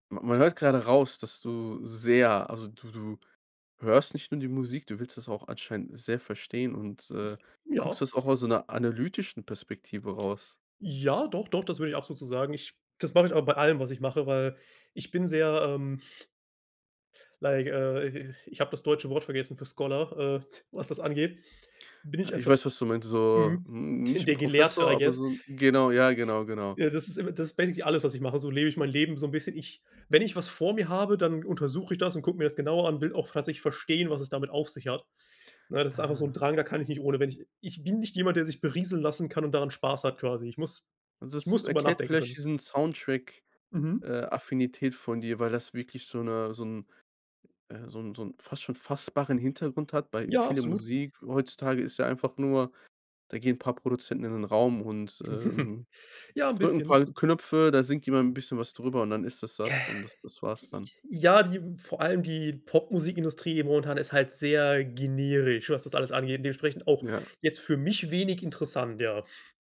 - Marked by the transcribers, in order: other background noise; snort; in English: "like"; in English: "Scholar"; in English: "I guess"; in English: "basically"; chuckle; sigh; snort
- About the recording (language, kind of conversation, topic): German, podcast, Wie findest du neue Musik?